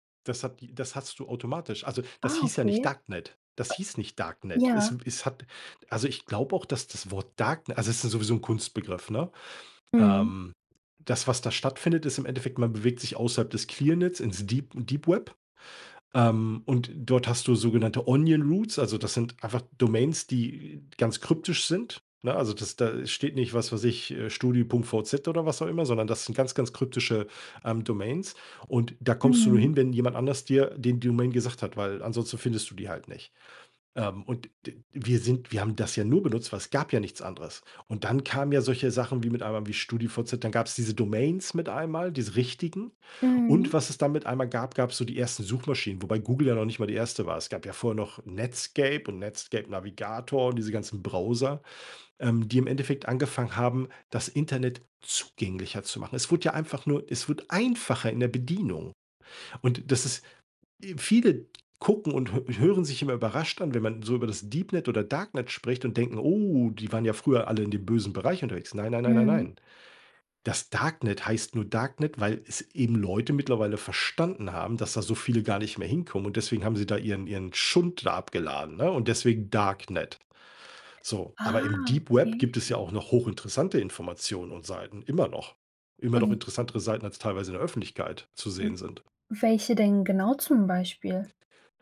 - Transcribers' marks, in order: other noise; in English: "Onion Roots"; stressed: "gab"; stressed: "zugänglicher"; stressed: "einfacher"; unintelligible speech
- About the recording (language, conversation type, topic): German, podcast, Wie hat Social Media deine Unterhaltung verändert?